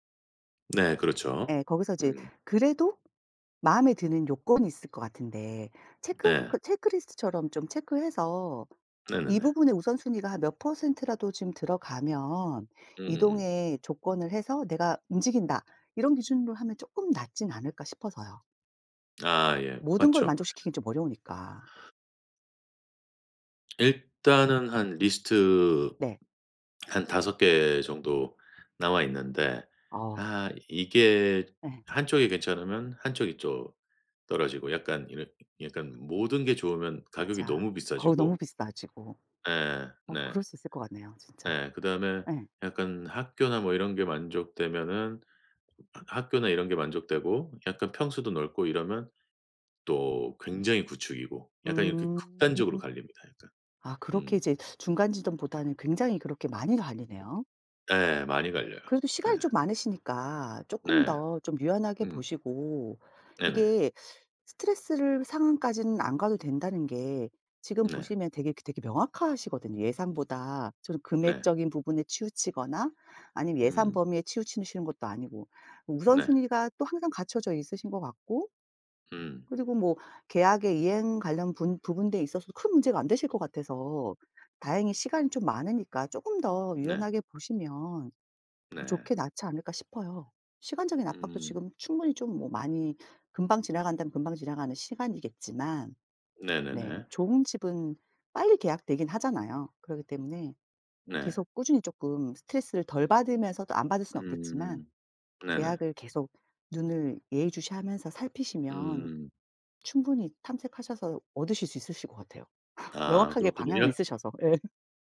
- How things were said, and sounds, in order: other background noise; laugh; laughing while speaking: "예"
- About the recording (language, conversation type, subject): Korean, advice, 새 도시에서 집을 구하고 임대 계약을 할 때 스트레스를 줄이려면 어떻게 해야 하나요?
- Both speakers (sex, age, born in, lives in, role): female, 40-44, South Korea, South Korea, advisor; male, 45-49, South Korea, United States, user